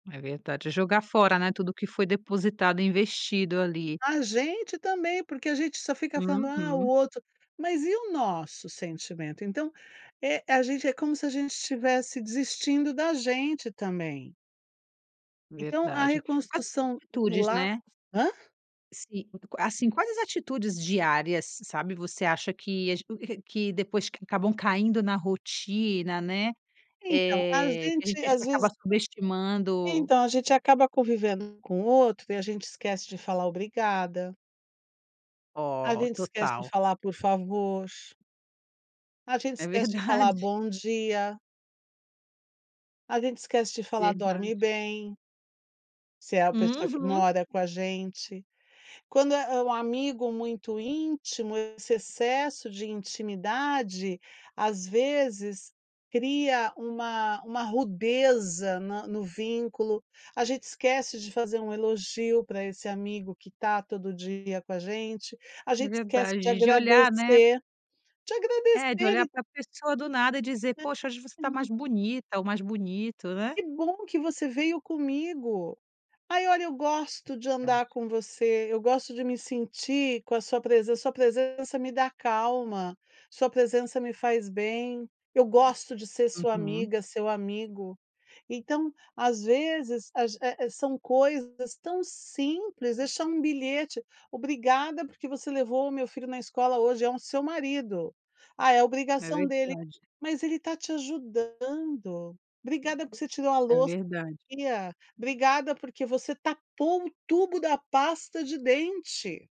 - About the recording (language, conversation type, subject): Portuguese, podcast, Que pequenas atitudes diárias ajudam na reconstrução de laços?
- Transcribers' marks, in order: other background noise